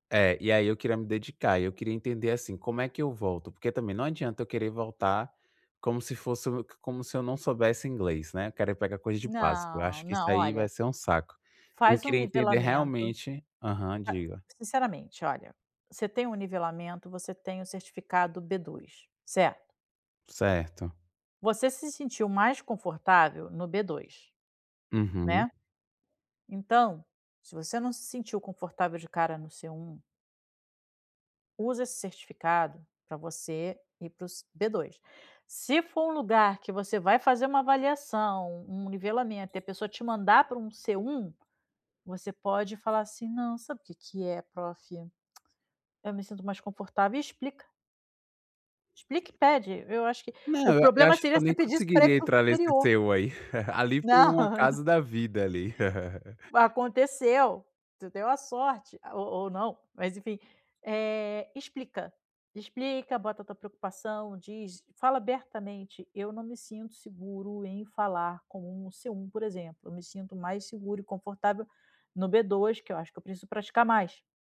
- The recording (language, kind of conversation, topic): Portuguese, advice, Como posso dar o primeiro passo, apesar do medo de falhar?
- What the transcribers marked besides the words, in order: tapping; tongue click; other background noise; laughing while speaking: "Não"; chuckle; laugh